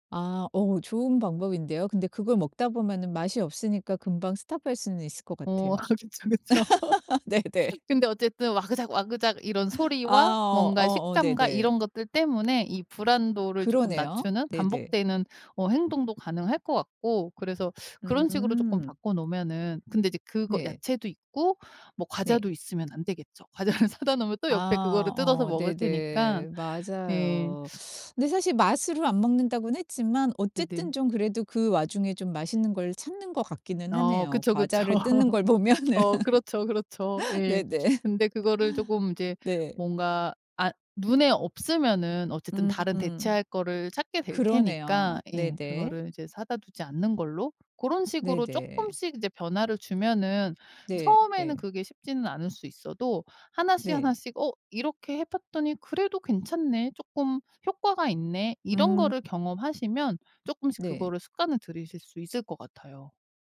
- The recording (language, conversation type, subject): Korean, advice, 스트레스 받을 때 과자를 폭식하는 습관 때문에 죄책감이 드는 이유는 무엇인가요?
- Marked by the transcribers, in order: laughing while speaking: "그쵸, 그쵸"; laugh; laughing while speaking: "네네"; tapping; laughing while speaking: "과자를 사다 놓으면"; laughing while speaking: "그쵸, 그쵸"; laughing while speaking: "보면은. 네네"; laugh